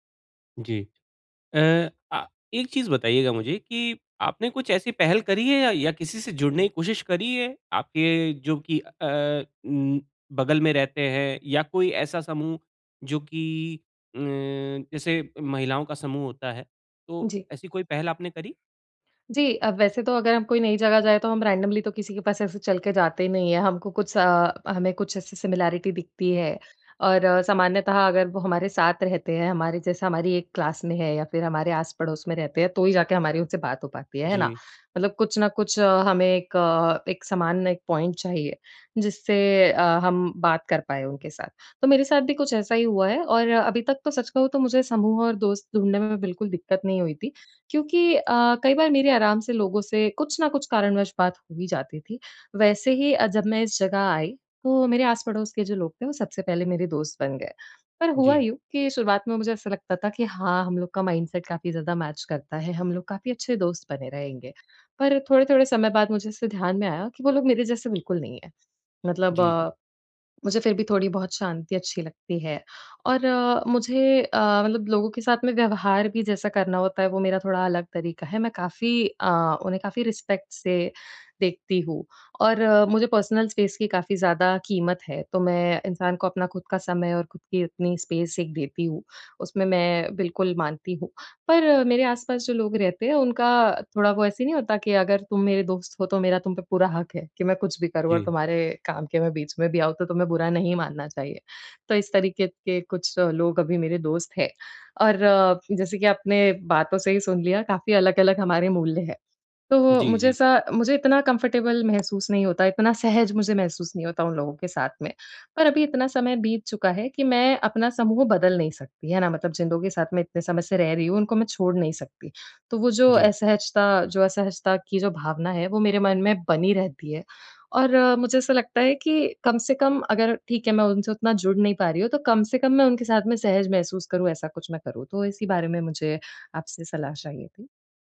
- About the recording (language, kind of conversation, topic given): Hindi, advice, समूह में अपनी जगह कैसे बनाऊँ और बिना असहज महसूस किए दूसरों से कैसे जुड़ूँ?
- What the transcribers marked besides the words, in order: in English: "रैंडमली"; in English: "सिमिलैरिटी"; in English: "क्लास"; in English: "पॉइंट"; in English: "माइंडसेट"; in English: "मैच"; in English: "रिस्पेक्ट"; in English: "पर्सनल स्पेस"; in English: "स्पेस"; in English: "कंफ़र्टेबल"